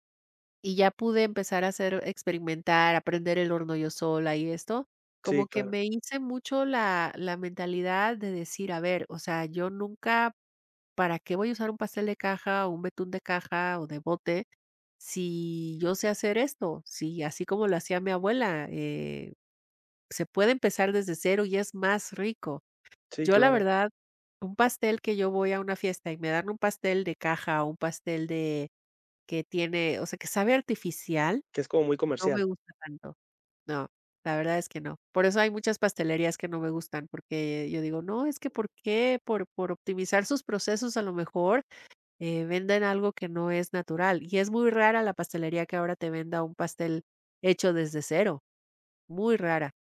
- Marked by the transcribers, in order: other background noise
- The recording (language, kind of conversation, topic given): Spanish, podcast, ¿Cuál es tu recuerdo culinario favorito de la infancia?